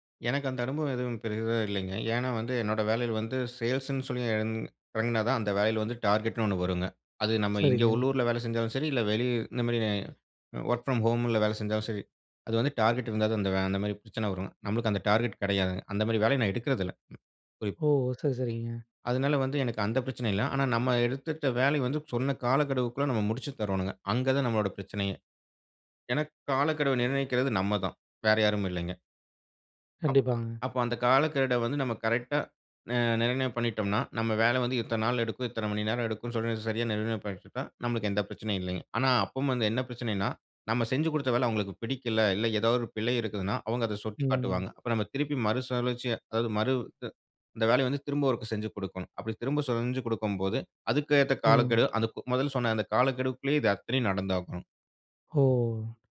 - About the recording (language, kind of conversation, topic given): Tamil, podcast, மெய்நிகர் வேலை உங்கள் சமநிலைக்கு உதவுகிறதா, அல்லது அதை கஷ்டப்படுத்துகிறதா?
- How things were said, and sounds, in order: in English: "சேல்ஸ்சு"; in English: "டார்கெட்ன்னு"; in English: "ஒர்க் ஃப்ரம் ஹோம்ல"; in English: "டார்கெட்"; in English: "டார்கெட்"; "எனக்கு" said as "எனக்"; other background noise; "பண்ணிட்டா" said as "பன்னிர்ட"; other noise; "செஞ்சி" said as "சொஞ்சி"